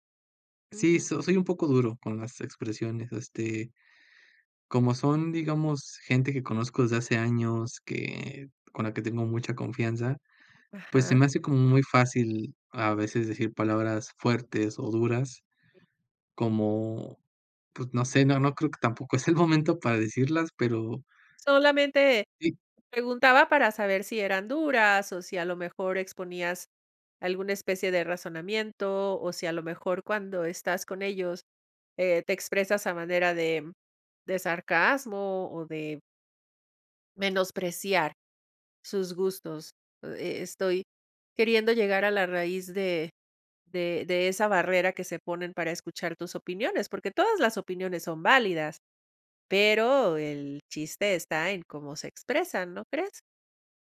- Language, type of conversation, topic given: Spanish, advice, ¿Cómo te sientes cuando temes compartir opiniones auténticas por miedo al rechazo social?
- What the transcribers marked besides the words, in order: none